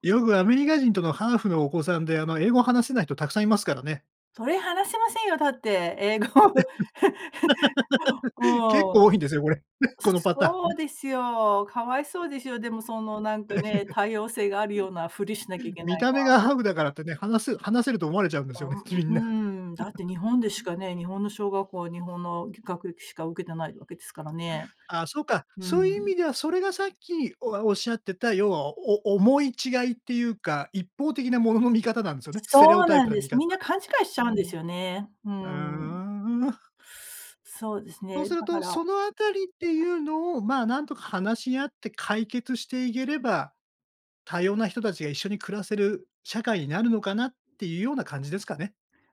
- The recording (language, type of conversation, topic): Japanese, podcast, 多様な人が一緒に暮らすには何が大切ですか？
- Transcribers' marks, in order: laugh; laughing while speaking: "結構多いんですよ、これ。このパターン"; laughing while speaking: "英語。うん"; laugh; laugh